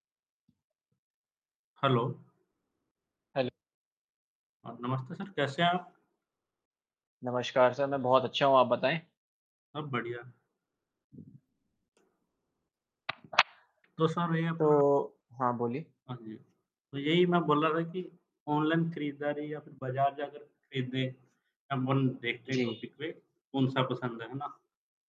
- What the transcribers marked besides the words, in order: in English: "हेलो"; distorted speech; static; other background noise; unintelligible speech; in English: "टॉपिक"; horn
- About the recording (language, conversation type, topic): Hindi, unstructured, आपको ऑनलाइन खरीदारी अधिक पसंद है या बाजार जाकर खरीदारी करना अधिक पसंद है?